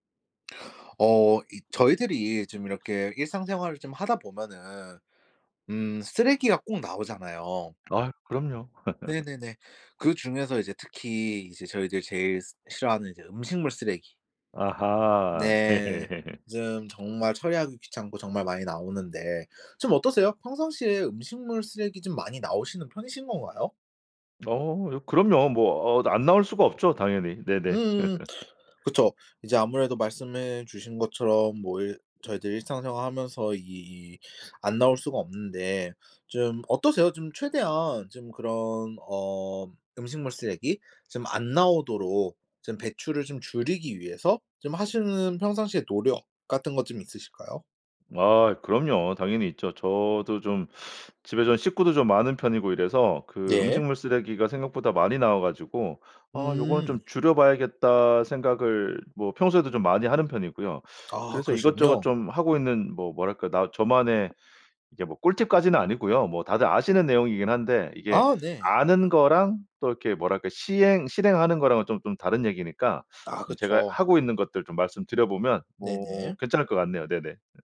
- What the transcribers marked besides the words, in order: laugh; laughing while speaking: "네"; laugh; other background noise; laugh; teeth sucking; laugh
- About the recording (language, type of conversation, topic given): Korean, podcast, 집에서 음식물 쓰레기를 줄이는 가장 쉬운 방법은 무엇인가요?